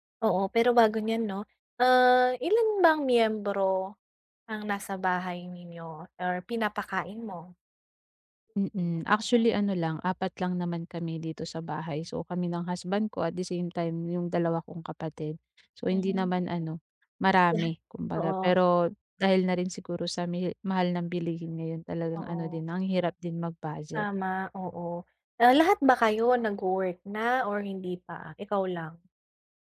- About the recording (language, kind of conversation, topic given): Filipino, advice, Paano ako makakapagbadyet para sa masustansiyang pagkain bawat linggo?
- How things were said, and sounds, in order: other background noise; tapping; scoff